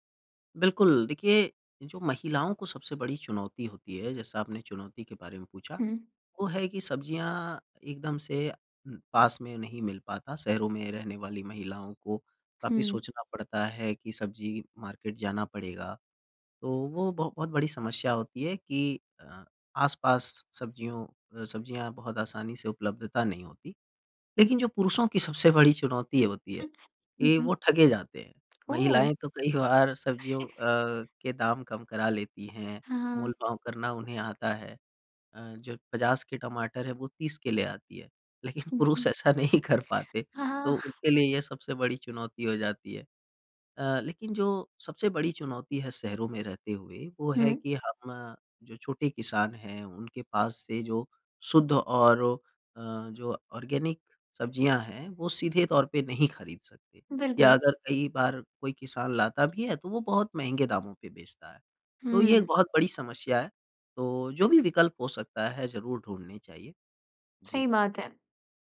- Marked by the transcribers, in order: in English: "मार्केट"; laughing while speaking: "कई"; chuckle; laughing while speaking: "लेकिन पुरुष ऐसा नहीं कर पाते"; in English: "ऑर्गेनिक"
- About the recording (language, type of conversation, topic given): Hindi, podcast, क्या आपने कभी किसान से सीधे सब्ज़ियाँ खरीदी हैं, और आपका अनुभव कैसा रहा?